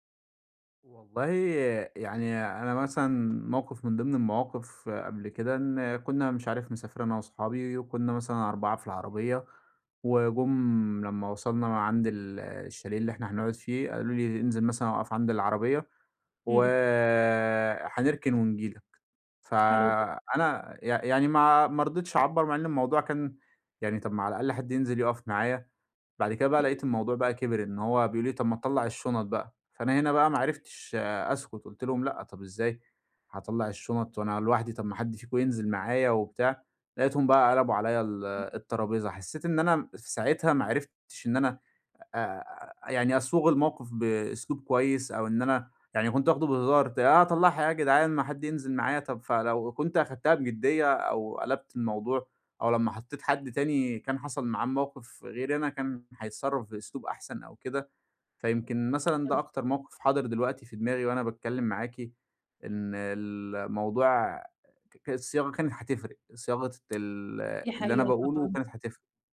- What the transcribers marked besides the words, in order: unintelligible speech; unintelligible speech; unintelligible speech; tapping
- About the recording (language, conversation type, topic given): Arabic, advice, إزاي أعبّر عن نفسي بصراحة من غير ما أخسر قبول الناس؟